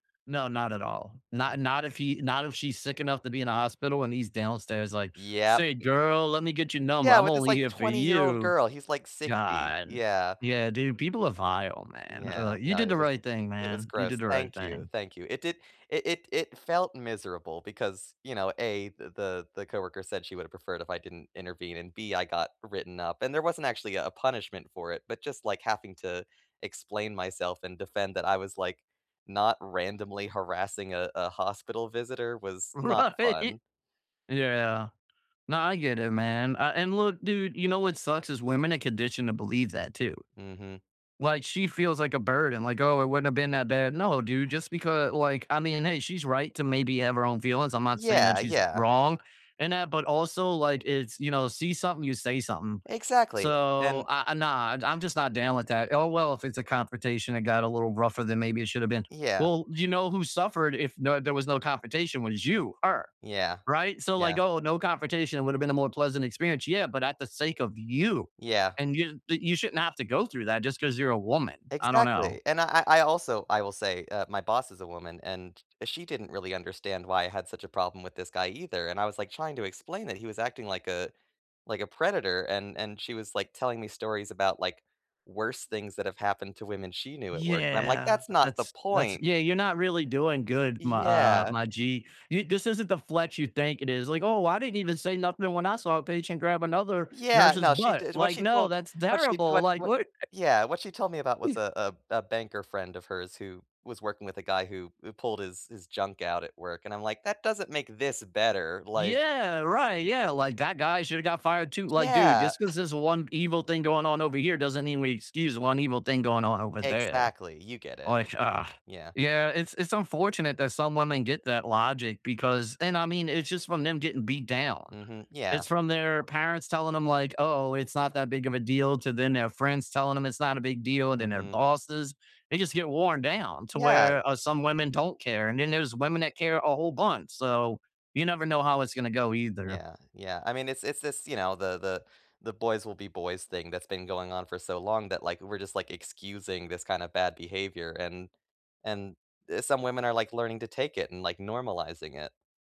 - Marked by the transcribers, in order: other background noise; put-on voice: "Say, girl, let me get your number, I'm only here for you"; laughing while speaking: "Right"; tapping; stressed: "you"; chuckle; other noise; scoff
- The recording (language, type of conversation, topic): English, unstructured, How can I stand up for what I believe without alienating others?